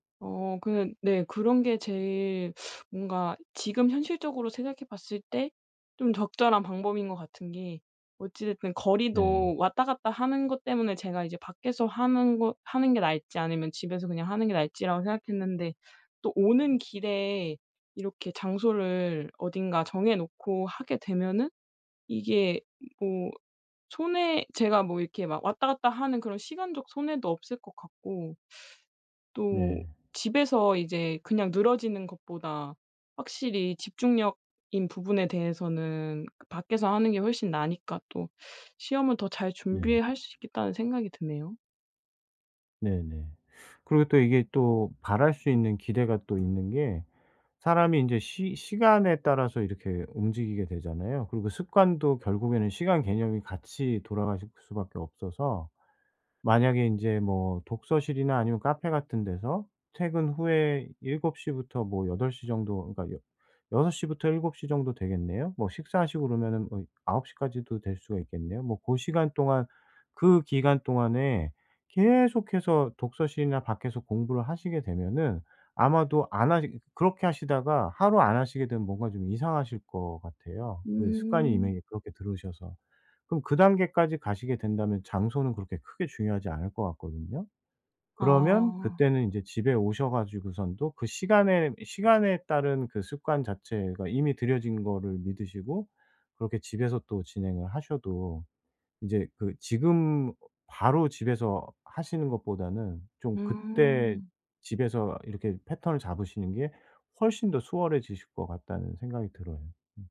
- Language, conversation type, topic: Korean, advice, 어떻게 새로운 일상을 만들고 꾸준한 습관을 들일 수 있을까요?
- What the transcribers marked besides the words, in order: tapping; other background noise